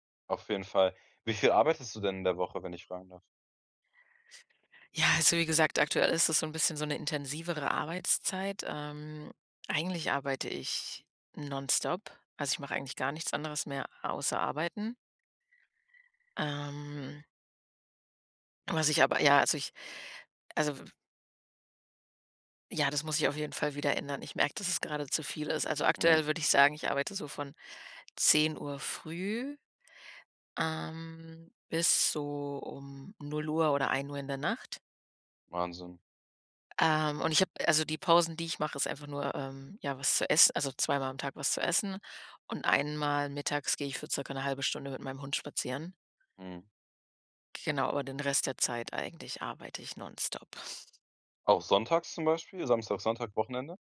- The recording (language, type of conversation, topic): German, advice, Wie plane ich eine Reise stressfrei und ohne Zeitdruck?
- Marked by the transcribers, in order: none